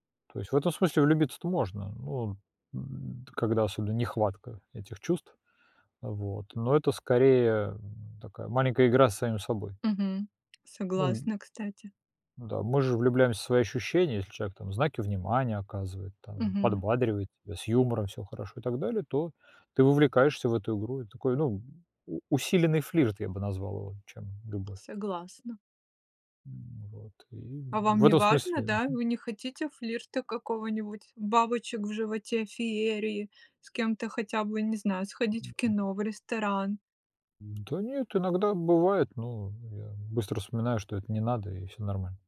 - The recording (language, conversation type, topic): Russian, unstructured, Как понять, что ты влюблён?
- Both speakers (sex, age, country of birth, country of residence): female, 35-39, Russia, Netherlands; male, 45-49, Russia, Italy
- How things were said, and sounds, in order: tapping; other background noise